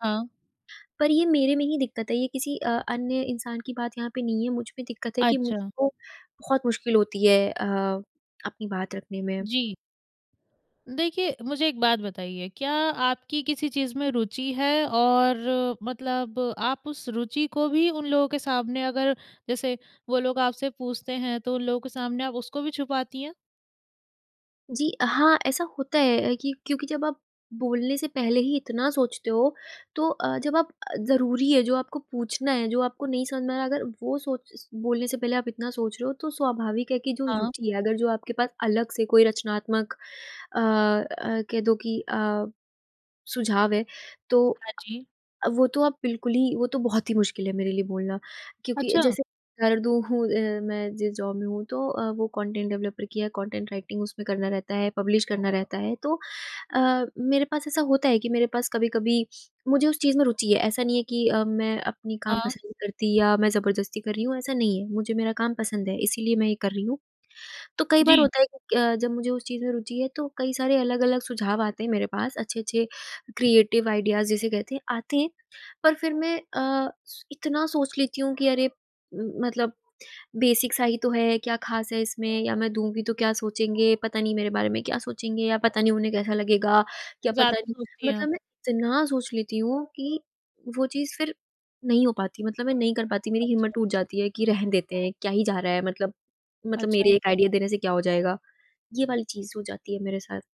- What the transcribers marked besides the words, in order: in English: "जॉब"; in English: "कॉन्टेन्ट डेवलपर"; in English: "कॉन्टेन्ट राइटिंग"; in English: "पब्लिश"; in English: "क्रिएटिव आइडियाज़"; in English: "बेसिक"; in English: "आइडिया"
- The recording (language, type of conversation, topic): Hindi, advice, क्या मुझे नए समूह में स्वीकार होने के लिए अपनी रुचियाँ छिपानी चाहिए?